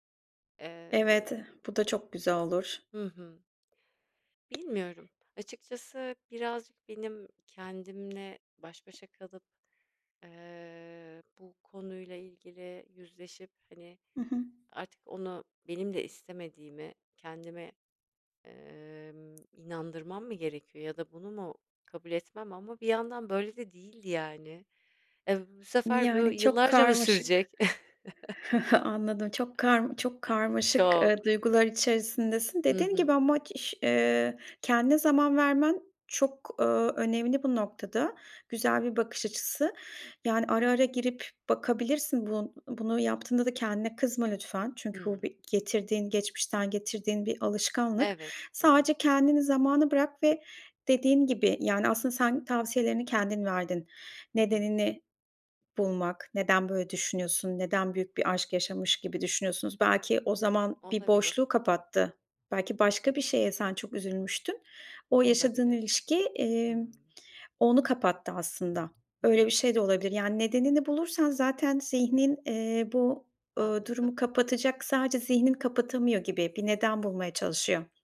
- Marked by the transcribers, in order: other background noise; tapping; chuckle; chuckle
- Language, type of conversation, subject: Turkish, advice, Eski sevgilini sosyal medyada takip etme dürtüsünü nasıl yönetip sağlıklı sınırlar koyabilirsin?